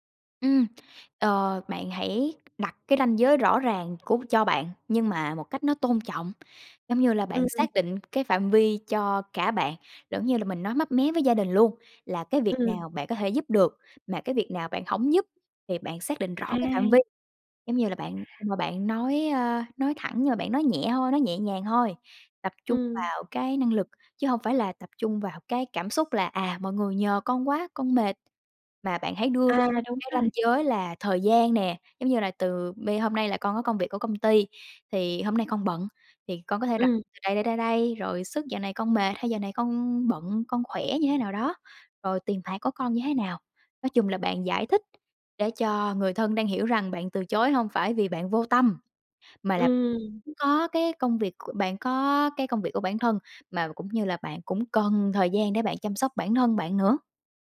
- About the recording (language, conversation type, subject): Vietnamese, advice, Làm thế nào để nói “không” khi người thân luôn mong tôi đồng ý mọi việc?
- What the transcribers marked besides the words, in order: tapping; other background noise